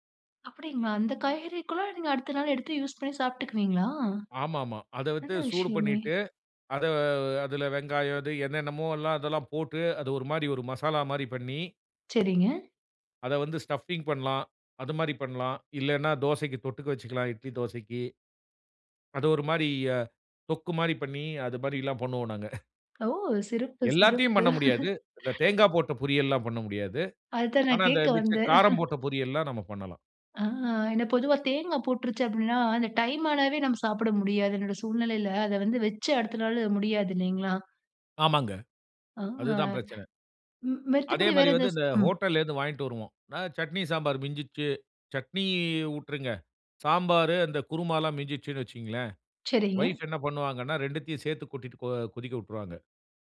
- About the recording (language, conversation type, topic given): Tamil, podcast, மிச்சமான உணவை புதிதுபோல் சுவையாக மாற்றுவது எப்படி?
- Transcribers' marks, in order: surprised: "அப்பிடிங்களா! அந்த காய்கறிக்கெல்லாம் அடுத்த நாள் எடுத்து யூஸ் பண்ணி சாப்பிட்டுக்குவீங்களா? நல்ல விஷயமே!"; in English: "ஸ்டப்பிங்"; chuckle; chuckle; chuckle